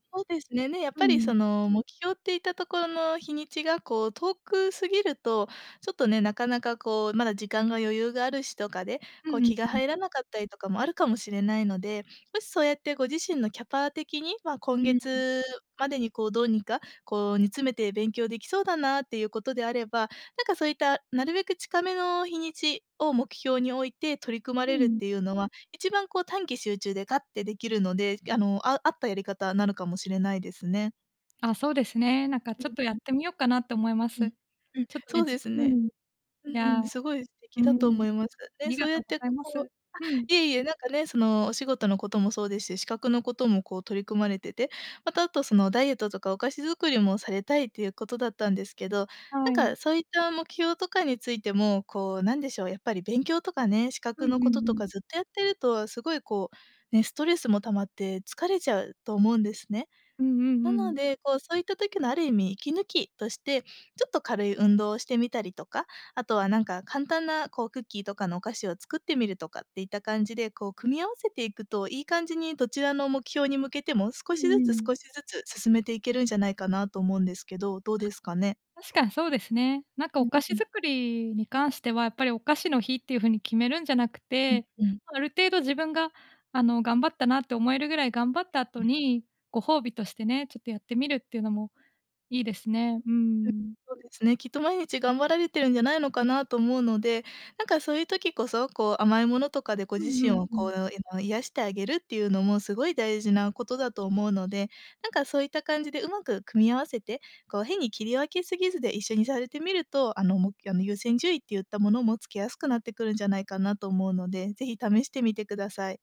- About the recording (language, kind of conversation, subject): Japanese, advice, 複数の目標があって優先順位をつけられず、混乱してしまうのはなぜですか？
- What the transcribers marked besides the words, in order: none